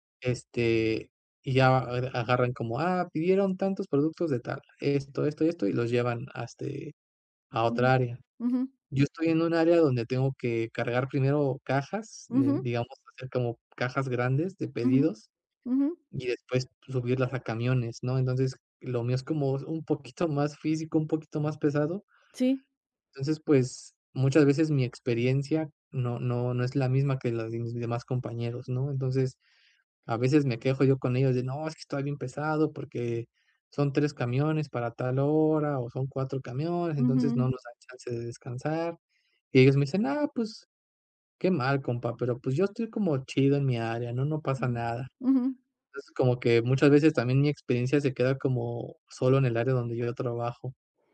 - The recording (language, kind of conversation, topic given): Spanish, advice, ¿Por qué no tengo energía para actividades que antes disfrutaba?
- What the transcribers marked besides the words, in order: tapping